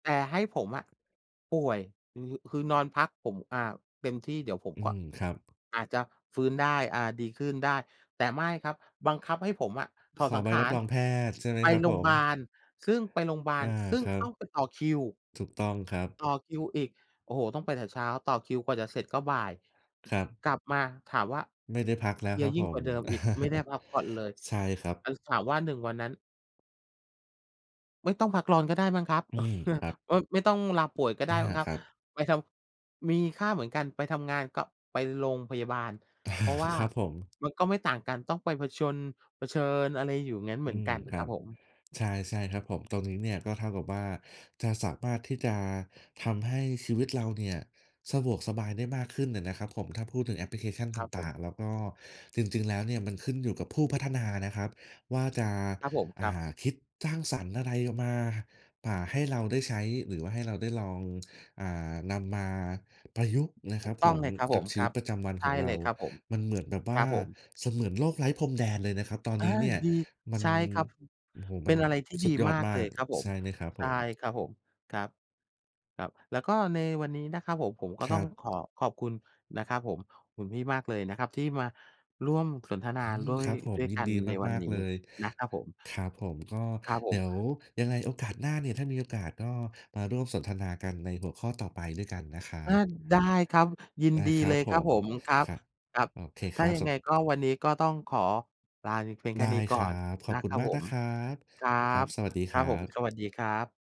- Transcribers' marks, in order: tapping; chuckle; chuckle; chuckle; "ผจญ" said as "ผะชน"; other noise
- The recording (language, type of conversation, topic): Thai, unstructured, แอปไหนที่ช่วยให้คุณมีความสุขในวันว่างมากที่สุด?